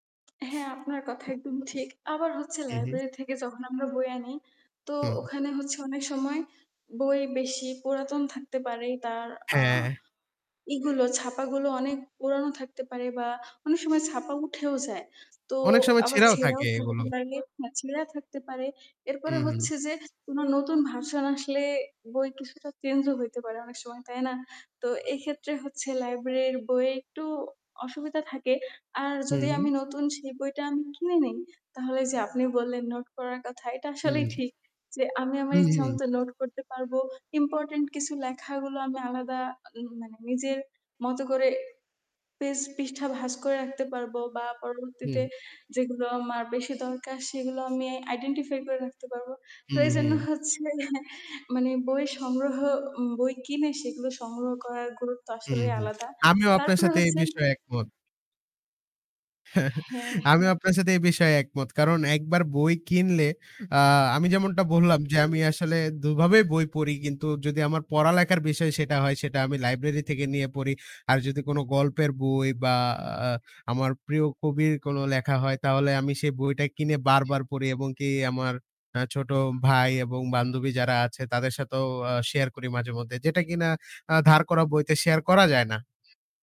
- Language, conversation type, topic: Bengali, unstructured, আপনি কীভাবে ঠিক করেন বই কিনবেন, নাকি গ্রন্থাগার থেকে ধার করবেন?
- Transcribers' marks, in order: static; distorted speech; laughing while speaking: "তো এইজন্য হচ্ছে মানে বই সংগ্রহ"; chuckle; laughing while speaking: "হ্যাঁ"; other noise